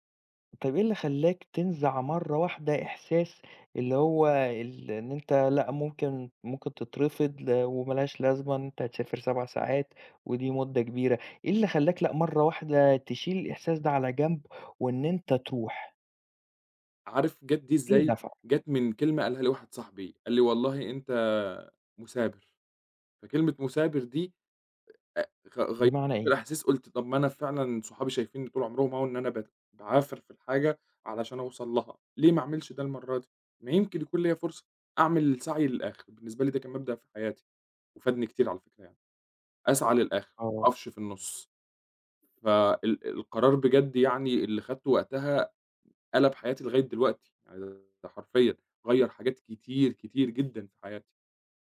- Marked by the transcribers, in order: unintelligible speech; unintelligible speech; unintelligible speech; tapping
- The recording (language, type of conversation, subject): Arabic, podcast, قرار غيّر مسار حياتك